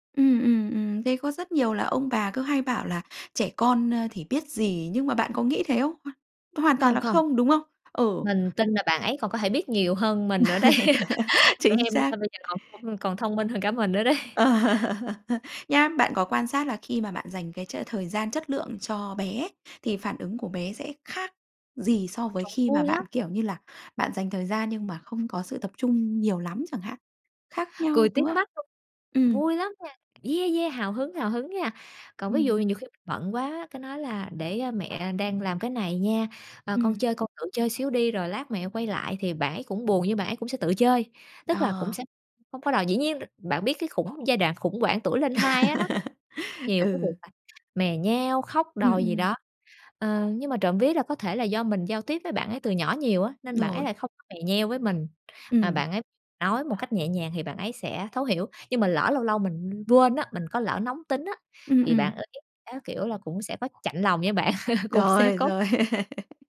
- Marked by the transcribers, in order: other noise; other background noise; laugh; laughing while speaking: "Chính"; laughing while speaking: "đấy"; laugh; laughing while speaking: "đấy"; tapping; chuckle; laugh; chuckle; laughing while speaking: "cũng sẽ có"; chuckle
- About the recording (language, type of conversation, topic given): Vietnamese, podcast, Làm sao để nhận ra ngôn ngữ yêu thương của con?